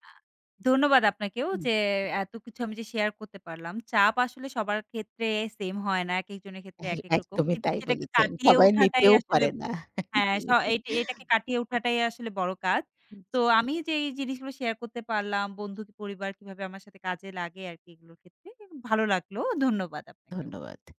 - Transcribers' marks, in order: in English: "সেম"; other background noise; laughing while speaking: "হ্যাঁ, একদমই তাই বলেছেন, সবাই নিতেও পারে না। জি"; chuckle
- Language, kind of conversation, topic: Bengali, podcast, চাপ কমাতে বন্ধু বা পরিবারের সহায়তাকে আপনি কীভাবে কাজে লাগান?